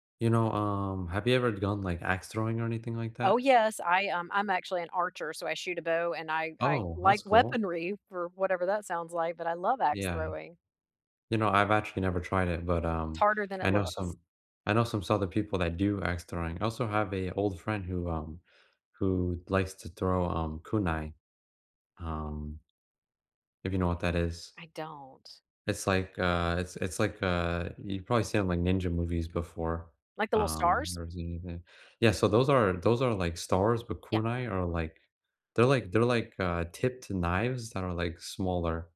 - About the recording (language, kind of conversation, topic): English, unstructured, Which childhood tradition do you still keep today, and what keeps it meaningful for you?
- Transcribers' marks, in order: unintelligible speech